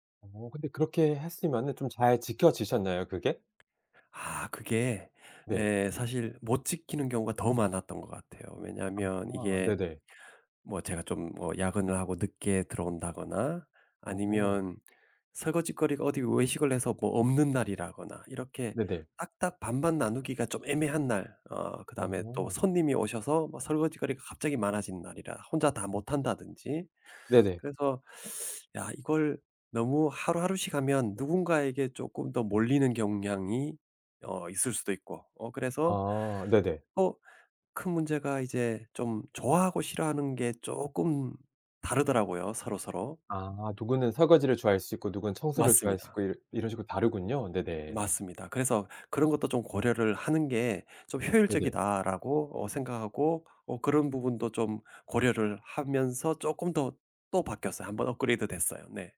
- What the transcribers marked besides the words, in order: tapping; other background noise
- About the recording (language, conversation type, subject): Korean, podcast, 집안일 분담은 보통 어떻게 정하시나요?